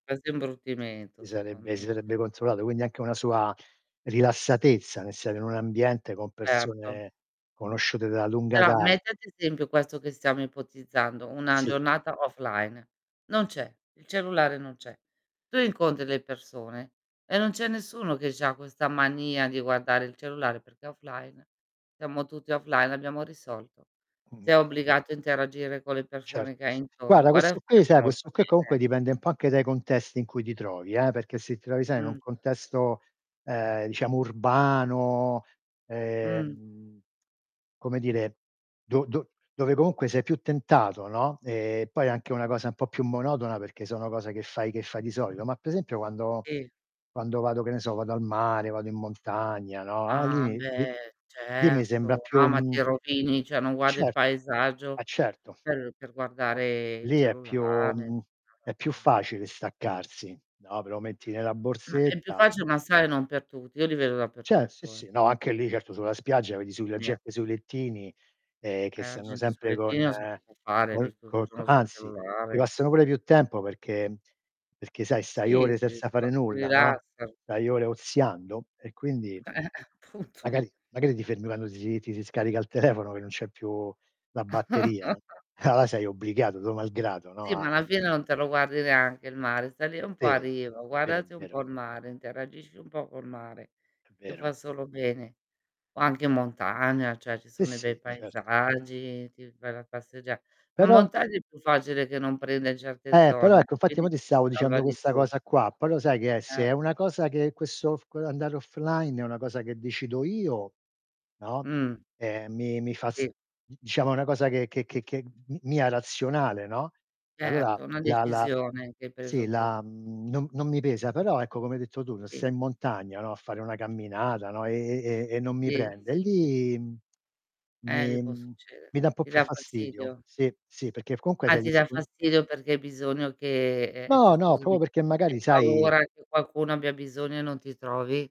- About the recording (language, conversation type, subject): Italian, unstructured, In che modo il tempo trascorso offline può migliorare le nostre relazioni?
- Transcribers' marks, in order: tapping; other background noise; distorted speech; "Guarda" said as "guara"; "comunque" said as "counque"; drawn out: "ehm"; unintelligible speech; "cioè" said as "ceh"; unintelligible speech; unintelligible speech; unintelligible speech; static; unintelligible speech; chuckle; laughing while speaking: "Appunto"; chuckle; "cioè" said as "ceh"; "infatti" said as "nfatti"; "Sì" said as "tì"; "Certo" said as "cetto"; "comunque" said as "counque"; "cioè" said as "ceh"; "proprio" said as "propo"